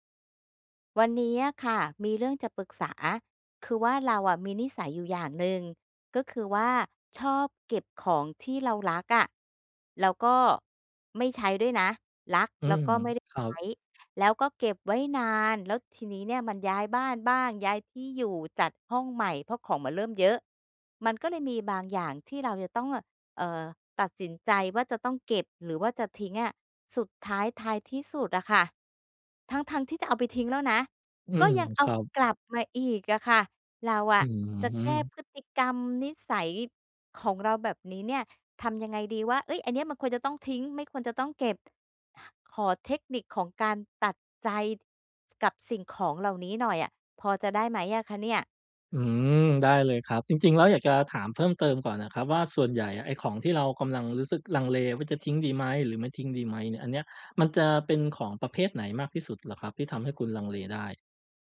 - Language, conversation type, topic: Thai, advice, ควรตัดสินใจอย่างไรว่าอะไรควรเก็บไว้หรือทิ้งเมื่อเป็นของที่ไม่ค่อยได้ใช้?
- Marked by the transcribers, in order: none